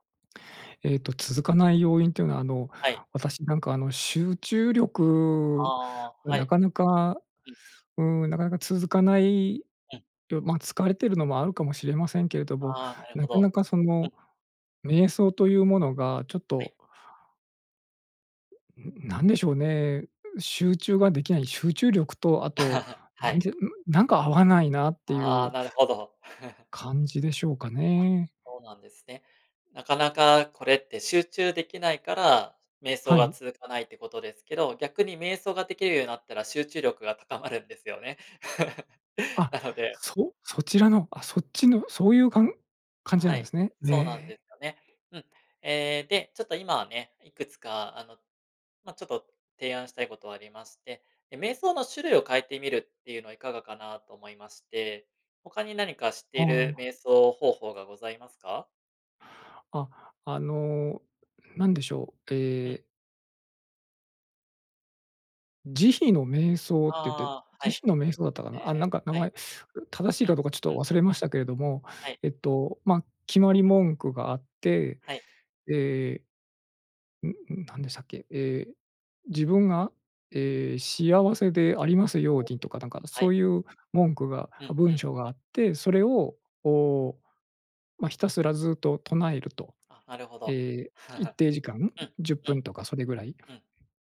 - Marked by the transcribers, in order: other noise; chuckle; chuckle; chuckle; chuckle
- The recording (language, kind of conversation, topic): Japanese, advice, ストレス対処のための瞑想が続けられないのはなぜですか？